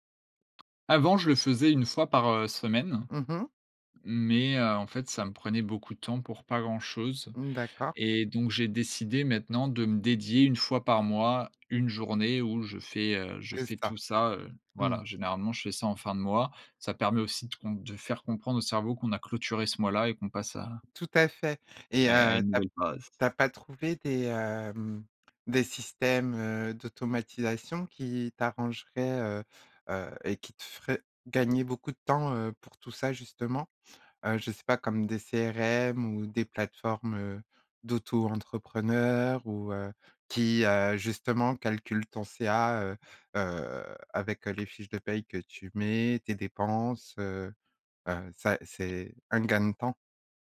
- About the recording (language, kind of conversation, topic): French, podcast, Comment trouves-tu l’équilibre entre le travail et la vie personnelle ?
- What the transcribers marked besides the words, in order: tapping